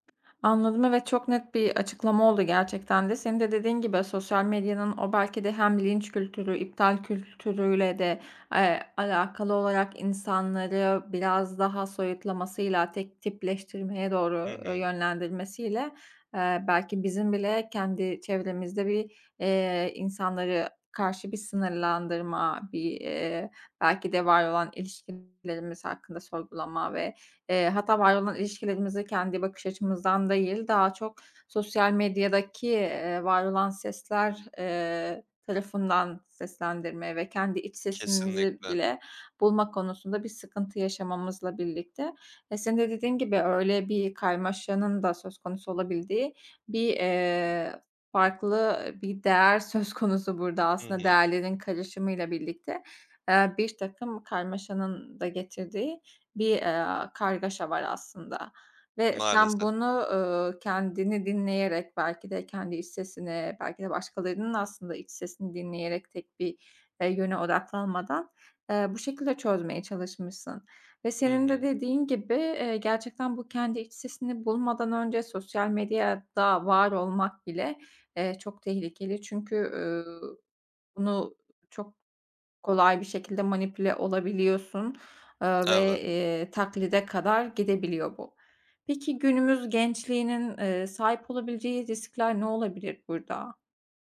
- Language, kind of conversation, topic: Turkish, podcast, Sosyal medyada gerçek benliğini nasıl gösteriyorsun?
- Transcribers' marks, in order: other background noise; laughing while speaking: "söz konusu"